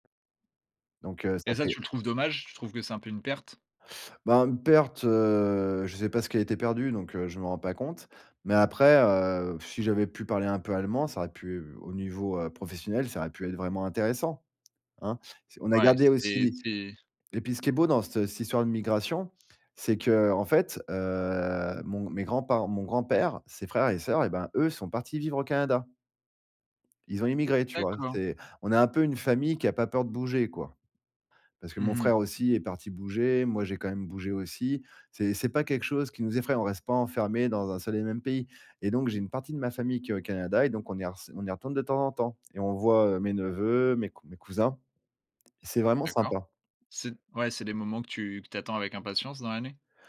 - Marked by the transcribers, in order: tapping
- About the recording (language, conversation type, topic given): French, podcast, Comment l’immigration a-t-elle marqué ton histoire familiale ?